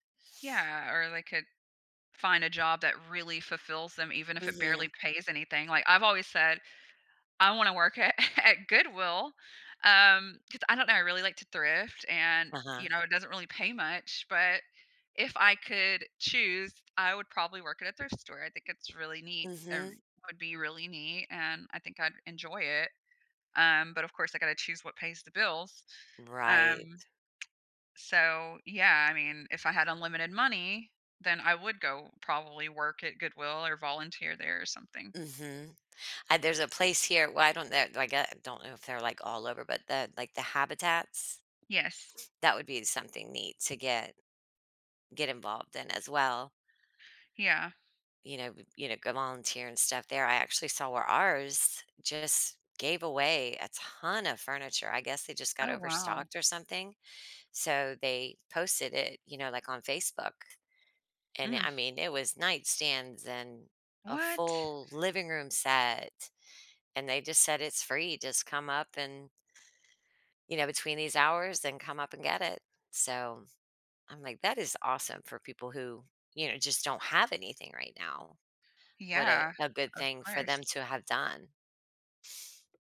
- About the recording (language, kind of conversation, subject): English, unstructured, What do you think is more important for happiness—having more free time or having more money?
- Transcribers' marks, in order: other background noise; laughing while speaking: "at"; tsk; stressed: "ton"